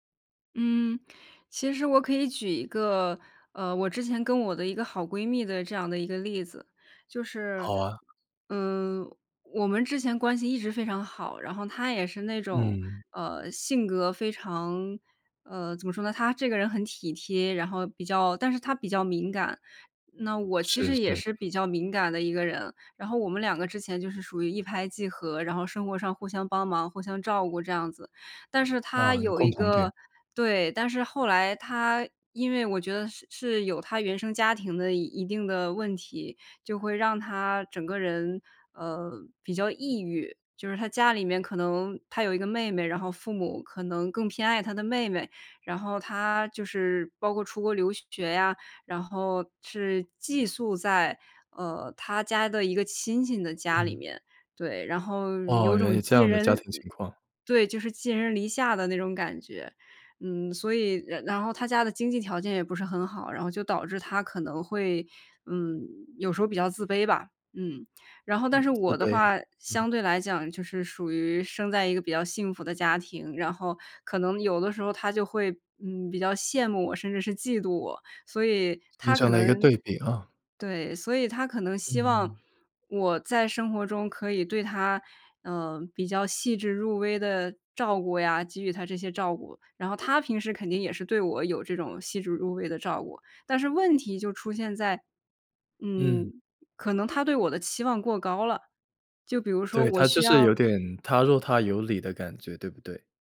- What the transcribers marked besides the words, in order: none
- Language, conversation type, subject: Chinese, podcast, 你如何决定是留下还是离开一段关系？